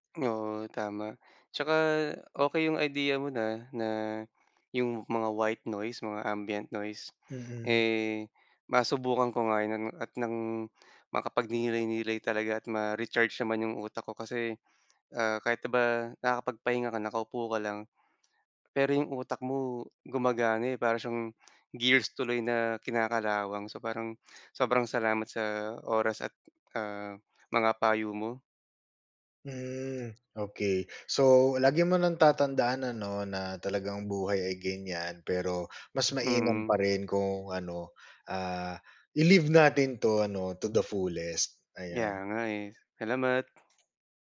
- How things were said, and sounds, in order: tapping
- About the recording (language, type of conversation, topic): Filipino, advice, Paano ako makakapagpahinga para mabawasan ang pagod sa isip?